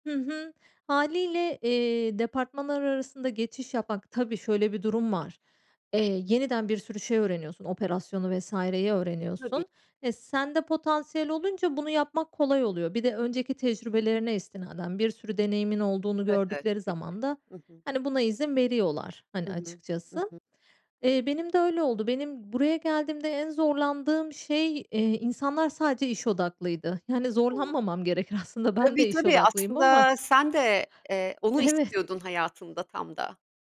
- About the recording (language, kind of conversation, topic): Turkish, podcast, İş değiştirmeye karar verirken seni en çok ne düşündürür?
- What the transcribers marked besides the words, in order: unintelligible speech; laughing while speaking: "aslında"